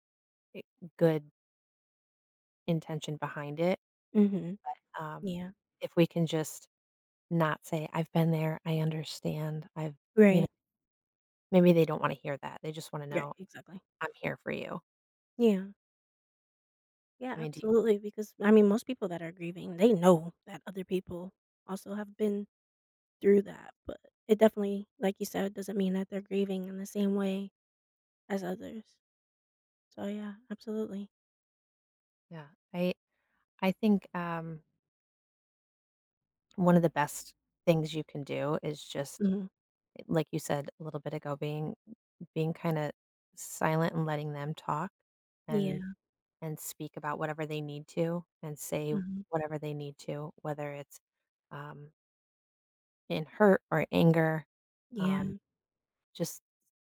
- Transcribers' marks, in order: other background noise; stressed: "know"; tapping
- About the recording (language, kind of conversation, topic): English, unstructured, How can someone support a friend who is grieving?
- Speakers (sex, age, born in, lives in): female, 30-34, United States, United States; female, 40-44, United States, United States